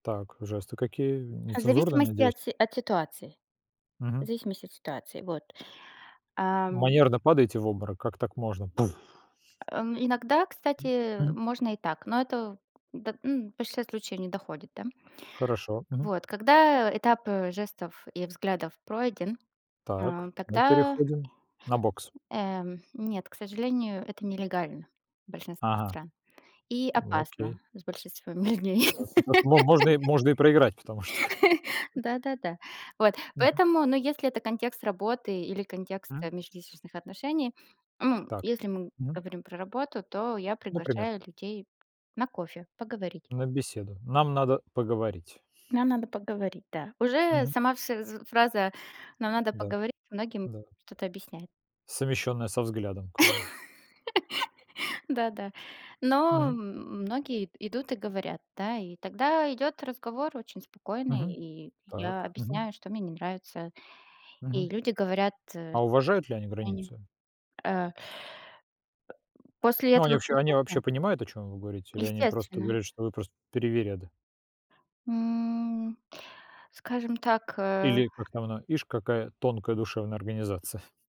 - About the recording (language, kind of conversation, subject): Russian, unstructured, Что делать, если кто-то постоянно нарушает твои границы?
- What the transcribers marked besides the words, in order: tapping; other background noise; laugh; chuckle; laugh; chuckle